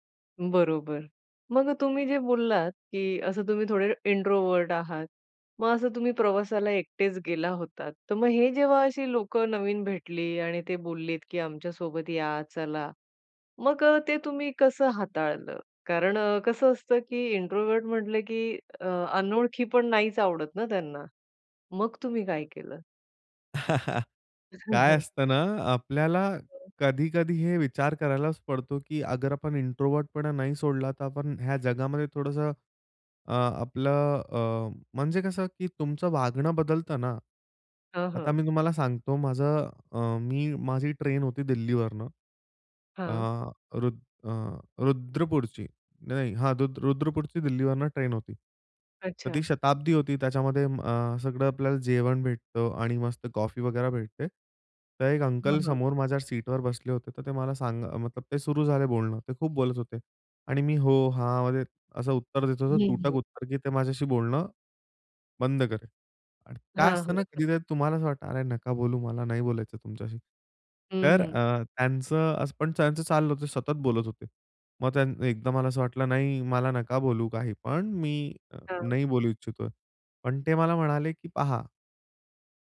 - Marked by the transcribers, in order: in English: "इंट्रोव्हर्ट"; in English: "इंट्रोव्हर्ट"; chuckle; laughing while speaking: "हां, हां"; other background noise; in English: "इंट्रोव्हर्टपणा"; tapping
- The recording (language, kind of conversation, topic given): Marathi, podcast, प्रवासात तुम्हाला स्वतःचा नव्याने शोध लागण्याचा अनुभव कसा आला?